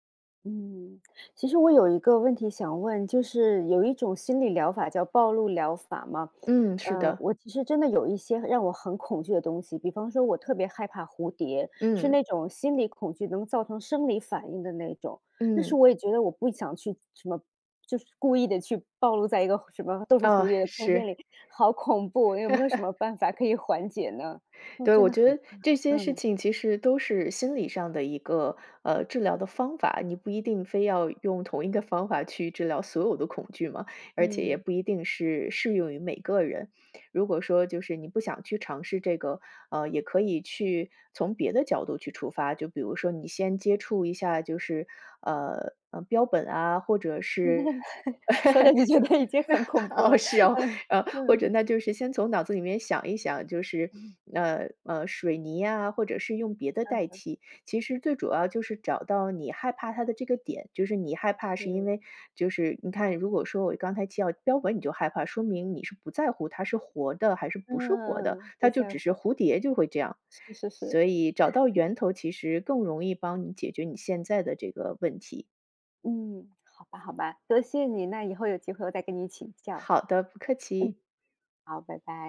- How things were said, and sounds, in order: other background noise; chuckle; laugh; laugh; laughing while speaking: "说得你觉得已经很恐怖了，嗯"; laugh; laughing while speaking: "哦，是哦。呃"; chuckle
- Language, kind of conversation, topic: Chinese, advice, 你在经历恐慌发作时通常如何求助与应对？